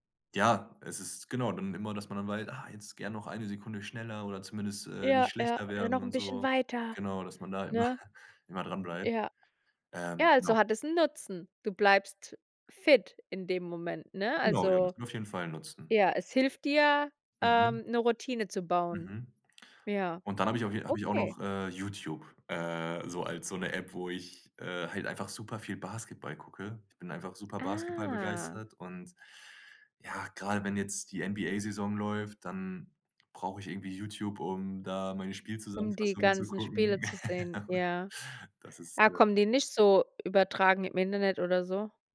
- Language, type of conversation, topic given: German, podcast, Wie gehst du mit ständigen Smartphone-Ablenkungen um?
- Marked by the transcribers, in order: put-on voice: "noch 'n bisschen weiter"; chuckle; stressed: "fit"; drawn out: "Ah"; laugh; unintelligible speech